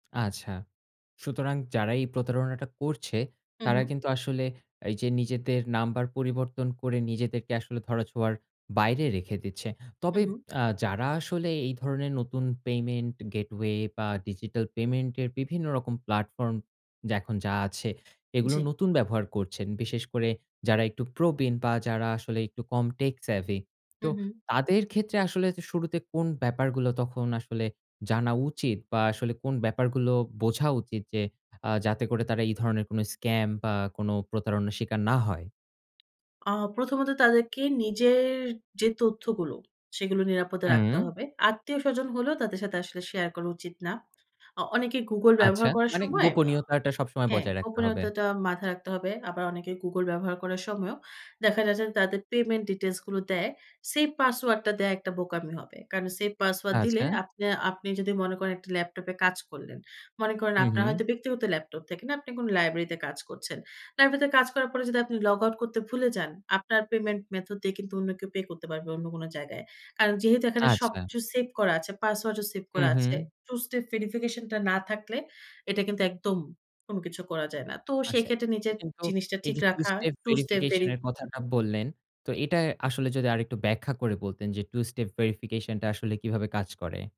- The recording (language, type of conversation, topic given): Bengali, podcast, অনলাইন প্রতারণা থেকে বাঁচতে আপনি কী ধরনের সাবধানতা অবলম্বন করেন?
- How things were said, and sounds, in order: in English: "পেমেন্ট গেটওয়ে"; in English: "টেক সেভি"; tapping; in English: "স্ক্যাম"; in English: "পেমেন্ট ডিটেইলস"; in English: "সেভ পাসওয়ার্ড"; in English: "সেভ পাসওয়ার্ড"; in English: "পেমেন্ট মেথড"; in English: "টু স্টেপ ভেরিফিকেশন"; in English: "টু স্টেপ ভেরিফিকেশন"; in English: "টু স্টেপ ভেরিফিকেশন"